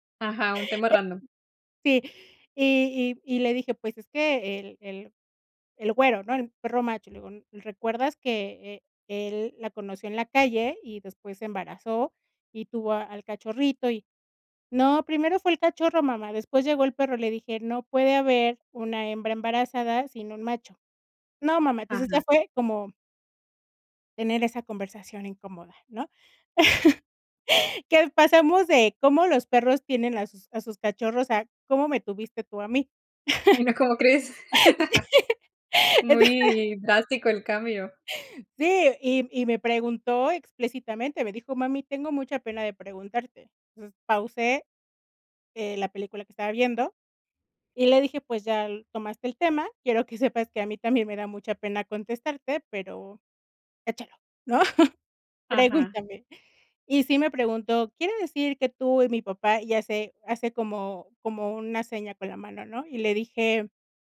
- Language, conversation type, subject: Spanish, podcast, ¿Cómo describirías una buena comunicación familiar?
- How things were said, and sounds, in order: other noise; laugh; unintelligible speech; chuckle; laugh; laughing while speaking: "Sí, entonces"; chuckle; laughing while speaking: "¿no?"